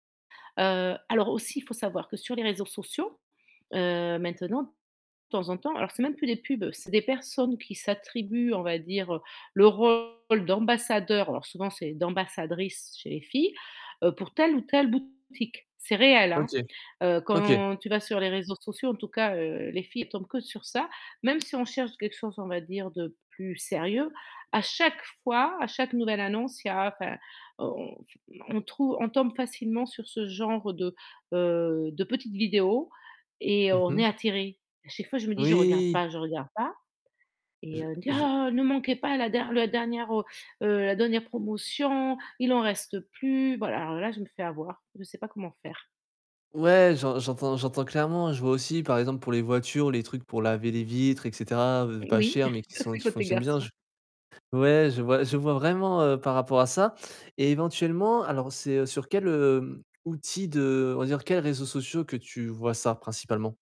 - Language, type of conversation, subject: French, advice, Comment gérez-vous le sentiment de culpabilité après des achats coûteux et non planifiés ?
- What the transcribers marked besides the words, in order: distorted speech; tapping; stressed: "chaque fois"; drawn out: "Oui"; other background noise; chuckle